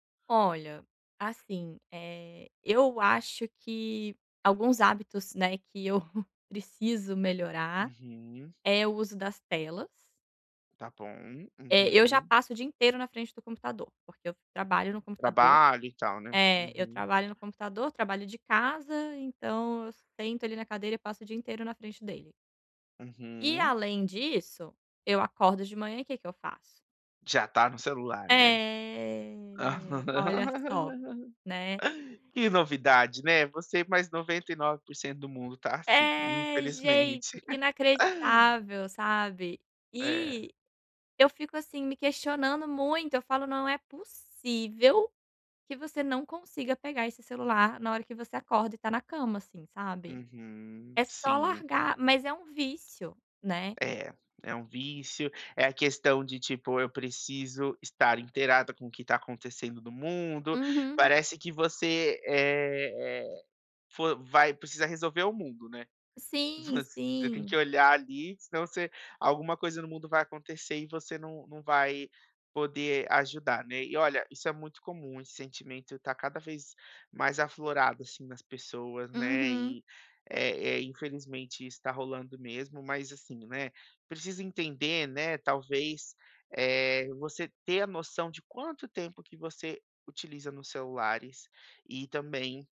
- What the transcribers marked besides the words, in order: chuckle; tapping; drawn out: "É"; laugh; drawn out: "É"; chuckle; laughing while speaking: "Voc"
- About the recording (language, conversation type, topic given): Portuguese, advice, Como posso manter hábitos saudáveis de forma consistente?